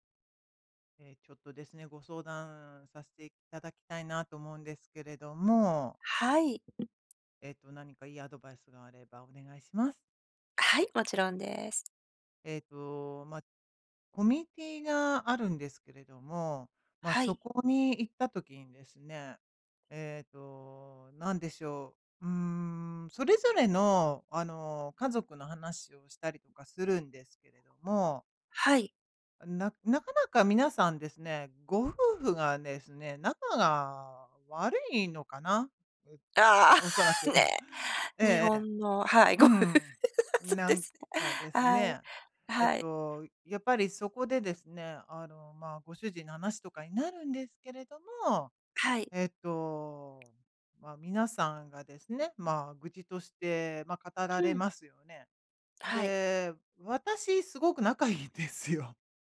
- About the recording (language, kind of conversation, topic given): Japanese, advice, グループの中で居心地が悪いと感じたとき、どうすればいいですか？
- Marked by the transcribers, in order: tapping; other background noise; chuckle; laugh; laughing while speaking: "ご夫婦、そうです"; laughing while speaking: "仲いんですよ"